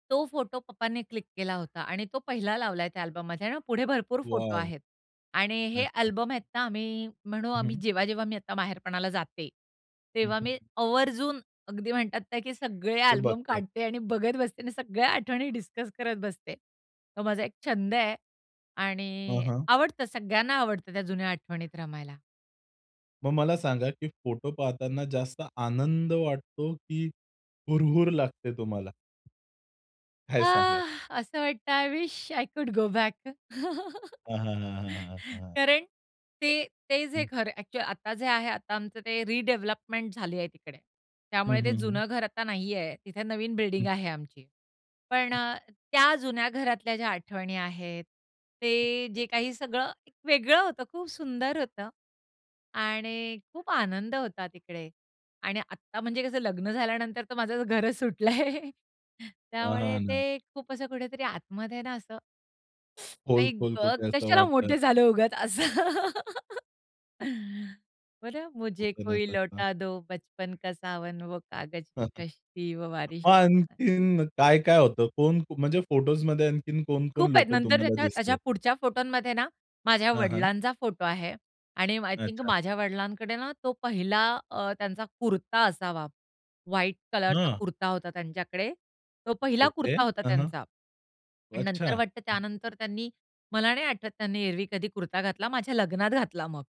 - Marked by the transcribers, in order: other background noise; in English: "आय विश, आय कुड गो बॅक"; chuckle; in English: "ॲक्चुअली"; in English: "रिडेव्हलपमेंट"; tapping; laugh; in Hindi: "मुझे कोई लौटा दो बचपन … कश्ती व बारिश"; unintelligible speech; in English: "आय थिंक"
- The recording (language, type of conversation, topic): Marathi, podcast, घरचे जुने फोटो अल्बम पाहिल्यावर तुम्हाला काय वाटते?